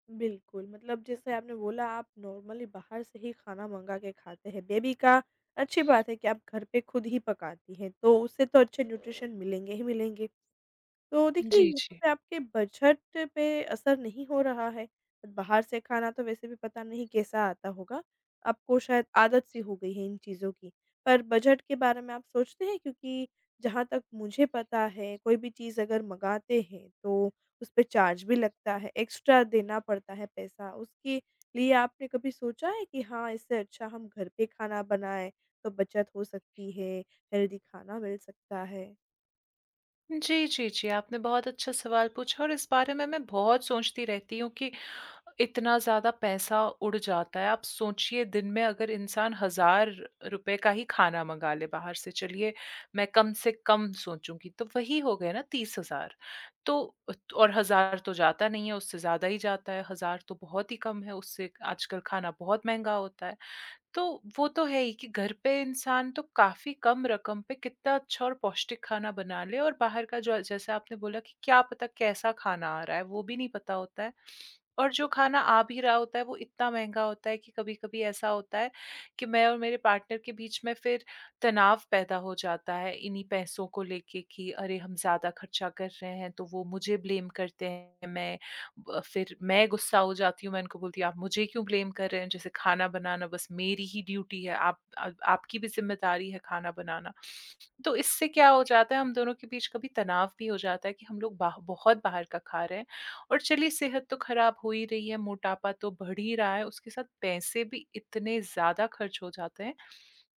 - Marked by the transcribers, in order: in English: "नॉर्मली"; siren; in English: "बेबी"; other background noise; in English: "न्यूट्रिशन"; in English: "चार्ज"; tapping; in English: "एक्स्ट्रा"; in English: "हेल्दी"; in English: "पार्टनर"; in English: "ब्लेम"; in English: "ब्लेम"; in English: "ड्यूटी"
- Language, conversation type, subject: Hindi, advice, स्वस्थ भोजन बनाने का समय मेरे पास क्यों नहीं होता?